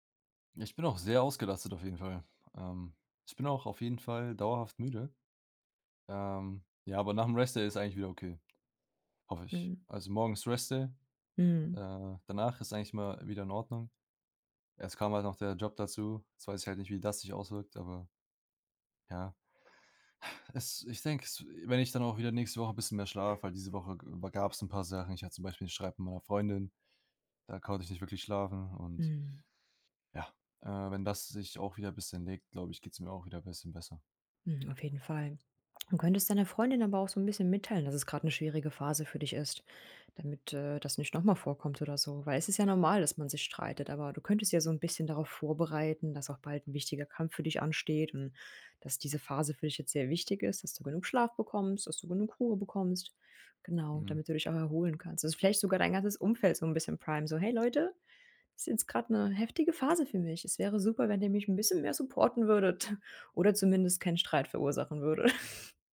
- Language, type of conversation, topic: German, advice, Wie bemerkst du bei dir Anzeichen von Übertraining und mangelnder Erholung, zum Beispiel an anhaltender Müdigkeit?
- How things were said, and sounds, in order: in English: "Rest Day"; in English: "Rest Day"; sigh; other background noise; in English: "primen"; put-on voice: "'n bisschen mehr supporten würdet"; laughing while speaking: "würde"